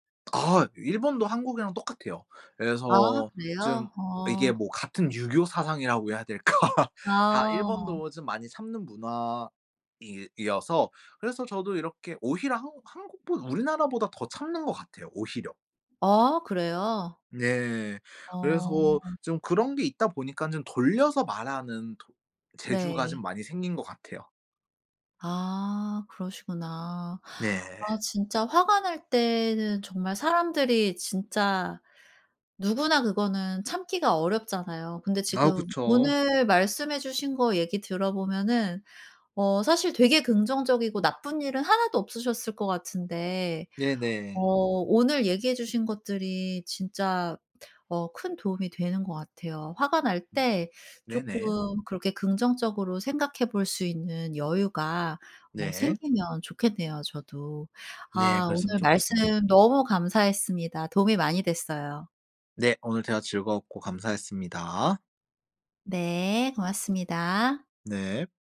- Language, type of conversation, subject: Korean, podcast, 솔직히 화가 났을 때는 어떻게 해요?
- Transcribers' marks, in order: laughing while speaking: "될까?"; laugh; other background noise